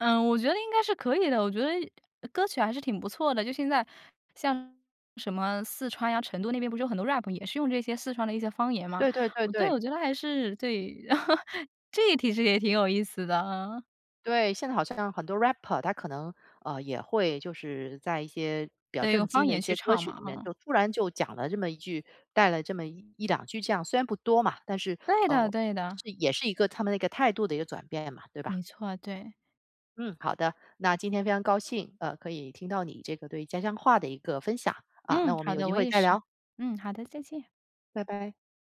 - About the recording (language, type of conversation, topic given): Chinese, podcast, 你会怎样教下一代家乡话？
- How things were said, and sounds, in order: other noise; chuckle; "其实" said as "提实"; in English: "rapper"; other background noise